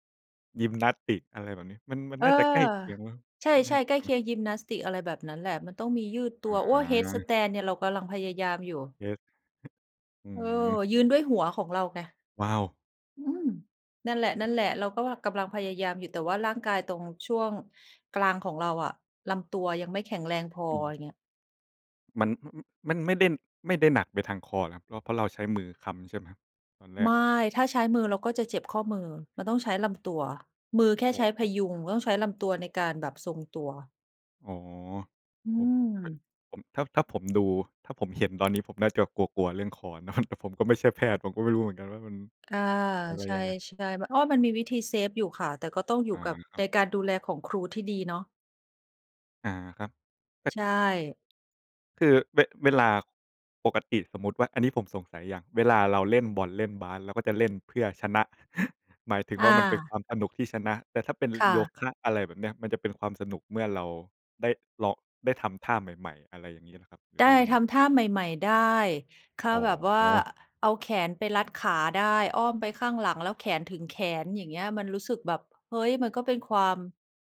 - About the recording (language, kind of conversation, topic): Thai, unstructured, การเล่นกีฬาเป็นงานอดิเรกช่วยให้สุขภาพดีขึ้นจริงไหม?
- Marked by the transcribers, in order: tapping; chuckle; in English: "เซฟ"; chuckle